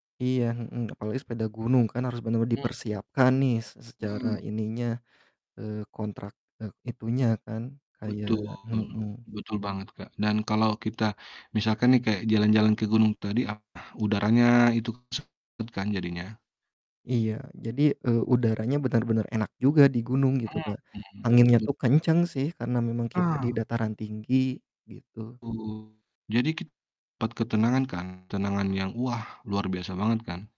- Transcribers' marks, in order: distorted speech
- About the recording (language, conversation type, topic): Indonesian, unstructured, Apa tempat liburan favoritmu, dan mengapa?